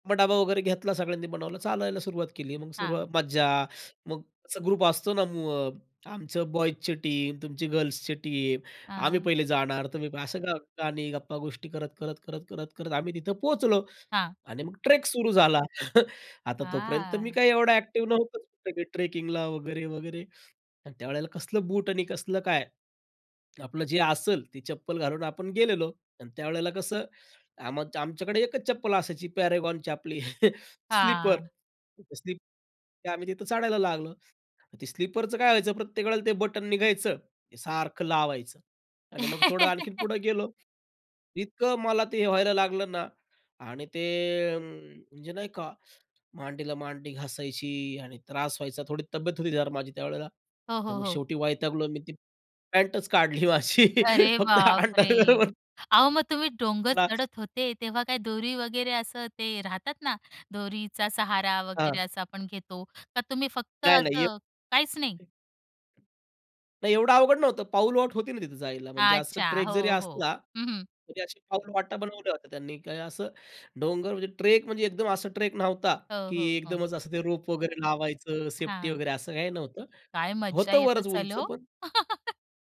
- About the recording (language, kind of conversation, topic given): Marathi, podcast, डोंगर चढताना घडलेली सर्वात मजेशीर घटना कोणती होती?
- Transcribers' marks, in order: tapping; in English: "ग्रुप"; in English: "बॉयज"; in English: "टीम"; in English: "गर्ल्स"; in English: "टीम"; drawn out: "हां"; in English: "ट्रेक"; chuckle; in English: "ट्रेकिंग"; chuckle; unintelligible speech; chuckle; laughing while speaking: "काढली माझी, फक्त अंडरवेअर वर"; in English: "अंडरवेअर"; unintelligible speech; other noise; other background noise; in English: "ट्रेक"; in English: "ट्रेक"; in English: "ट्रेक"; chuckle